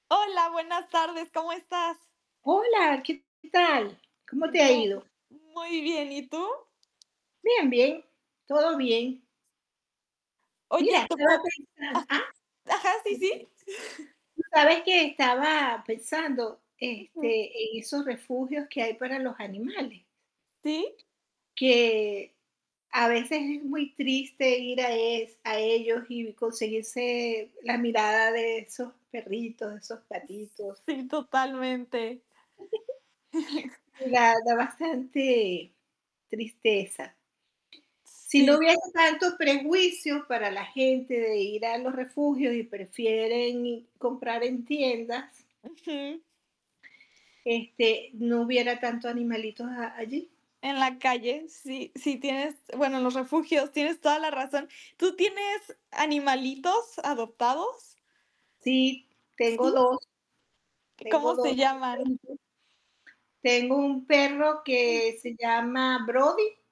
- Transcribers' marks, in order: static; other background noise; distorted speech; tapping; other noise; chuckle; giggle; chuckle; unintelligible speech
- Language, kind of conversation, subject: Spanish, unstructured, ¿Qué opinas sobre adoptar animales de refugios?
- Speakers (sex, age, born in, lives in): female, 18-19, Mexico, France; female, 70-74, Venezuela, United States